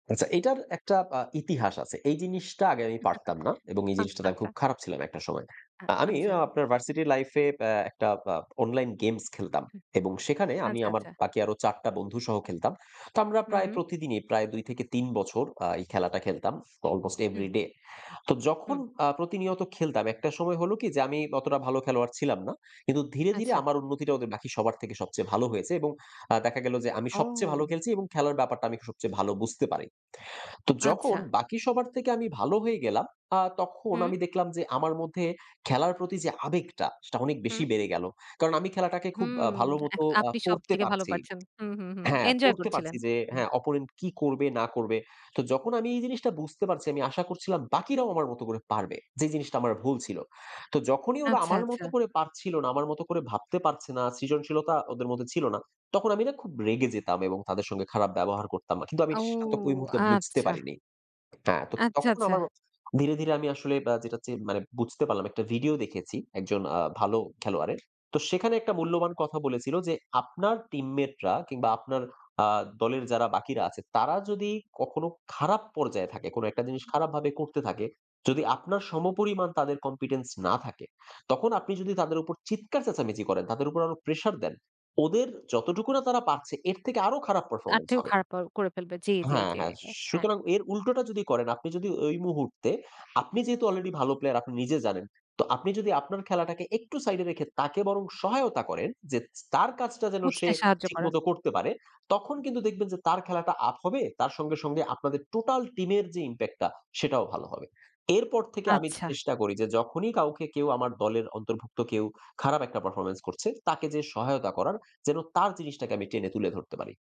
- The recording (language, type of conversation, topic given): Bengali, podcast, আবেগ নিয়ন্ত্রণ করে কীভাবে ভুল বোঝাবুঝি কমানো যায়?
- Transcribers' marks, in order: other background noise; laugh; other noise; "আচ্ছা" said as "আঞ্ছা"; "আচ্ছা" said as "আচ্চা"; surprised: "ও!"; drawn out: "ও"; "আচ্ছা" said as "আচ্চা"; in English: "Competence"